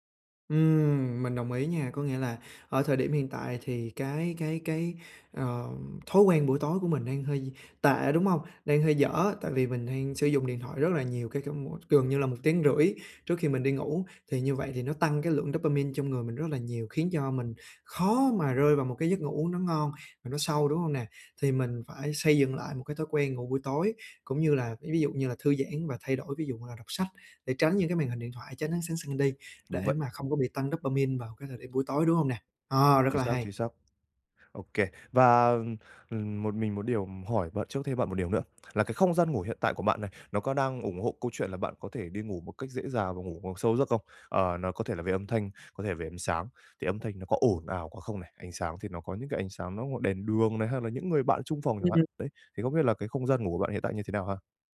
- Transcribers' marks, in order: tapping; other background noise
- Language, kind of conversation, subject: Vietnamese, advice, Làm thế nào để duy trì lịch ngủ ổn định mỗi ngày?